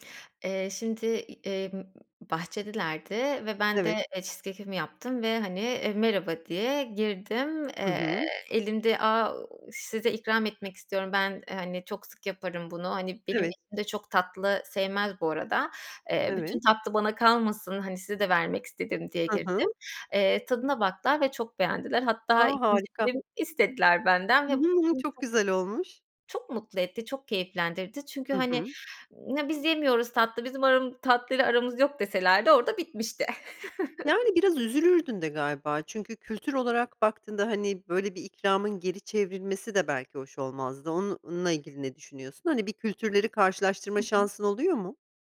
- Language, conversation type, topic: Turkish, podcast, Komşuluk ilişkilerini canlı tutmak için hangi küçük adımları atabiliriz?
- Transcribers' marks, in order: chuckle